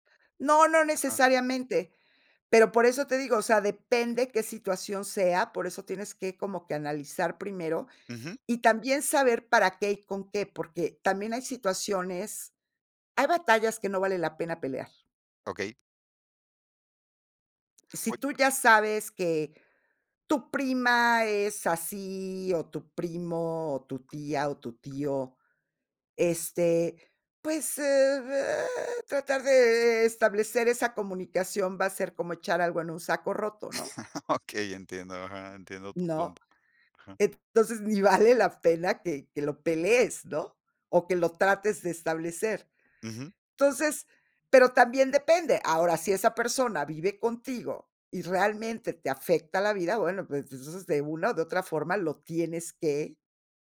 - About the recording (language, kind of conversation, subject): Spanish, podcast, ¿Qué consejos darías para mejorar la comunicación familiar?
- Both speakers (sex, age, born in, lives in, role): female, 60-64, Mexico, Mexico, guest; male, 50-54, Mexico, Mexico, host
- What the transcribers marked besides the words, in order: laugh